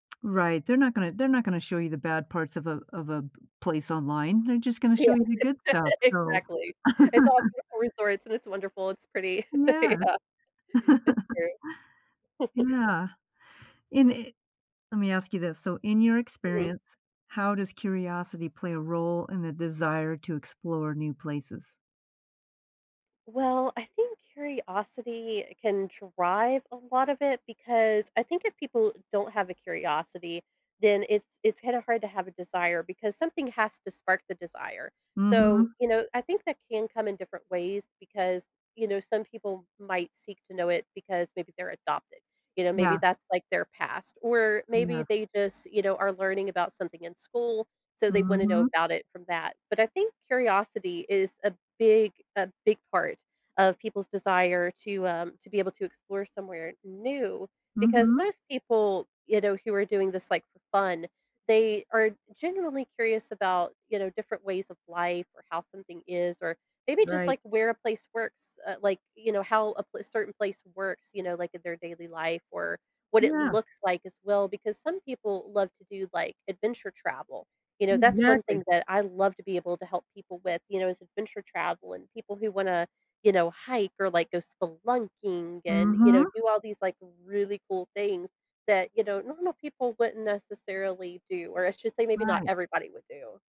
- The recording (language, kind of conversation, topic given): English, podcast, How does exploring new places impact the way we see ourselves and the world?
- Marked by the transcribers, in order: tapping; laugh; laugh; chuckle; laugh; laughing while speaking: "Yeah"; chuckle; other background noise